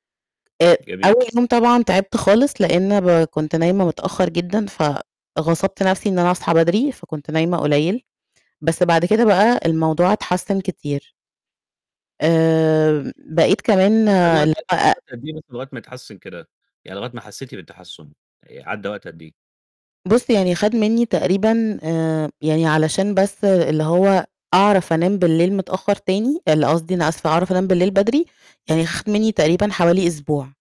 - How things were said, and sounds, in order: none
- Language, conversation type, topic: Arabic, podcast, إزاي بتقدر تحافظ على نوم كويس بشكل منتظم؟